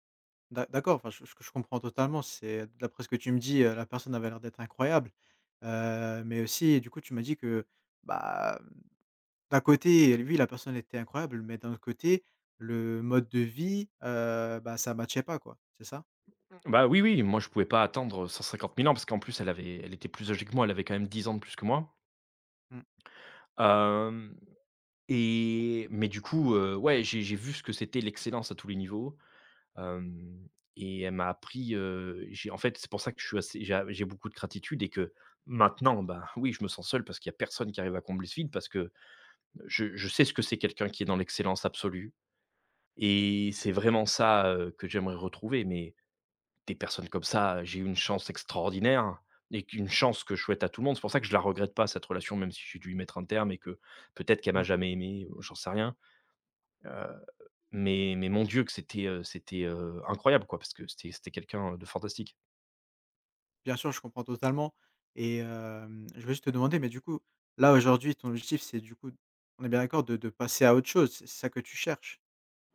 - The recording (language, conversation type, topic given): French, advice, Comment as-tu vécu la solitude et le vide après la séparation ?
- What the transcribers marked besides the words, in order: tapping; "gratitude" said as "cratitude"; stressed: "personne"